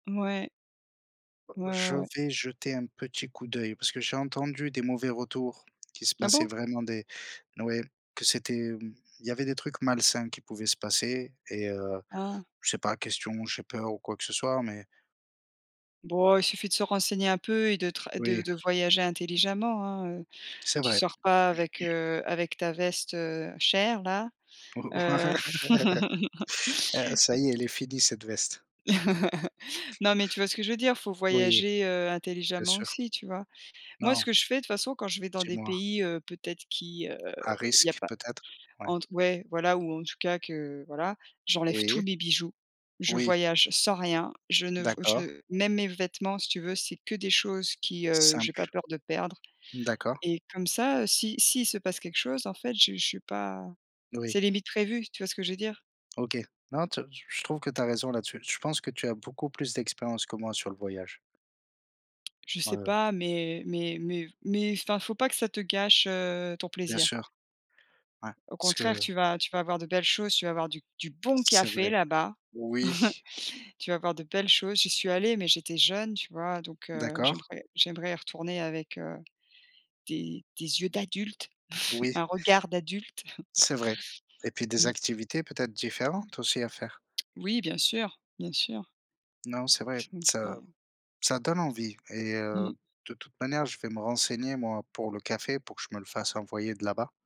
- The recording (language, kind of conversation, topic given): French, unstructured, Préférez-vous le café ou le thé pour commencer votre journée ?
- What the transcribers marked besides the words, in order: other background noise; throat clearing; chuckle; chuckle; tapping; stressed: "bon café"; chuckle; stressed: "d'adulte"; chuckle; tongue click; unintelligible speech